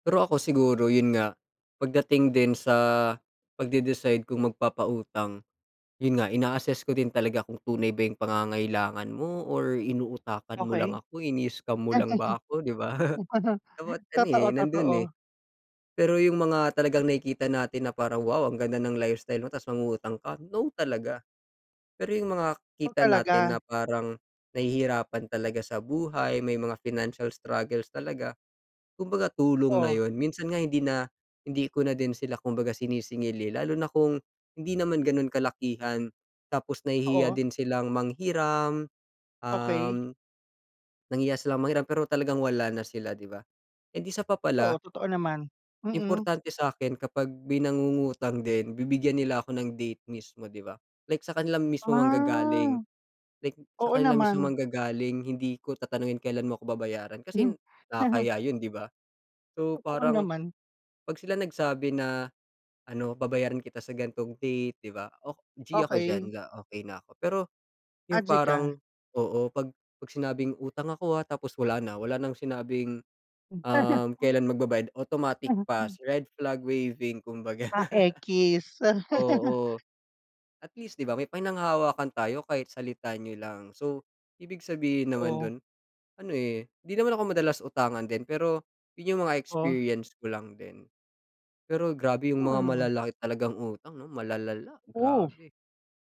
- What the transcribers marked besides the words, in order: chuckle; chuckle; chuckle; other background noise; laugh; laugh
- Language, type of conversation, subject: Filipino, unstructured, Ano ang saloobin mo sa mga taong palaging humihiram ng pera?